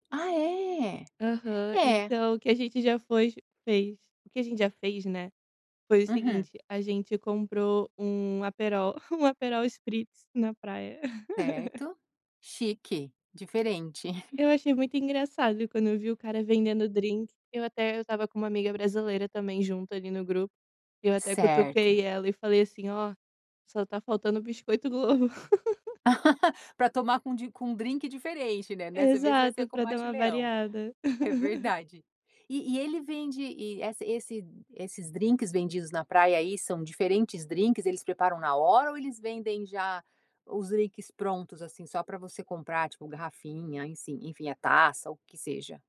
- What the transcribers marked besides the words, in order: tapping; "fez-" said as "foiz"; laugh; chuckle; laugh; laugh; "enfim-" said as "ensim"
- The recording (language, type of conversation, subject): Portuguese, podcast, Como equilibrar o tempo entre amigos online e offline?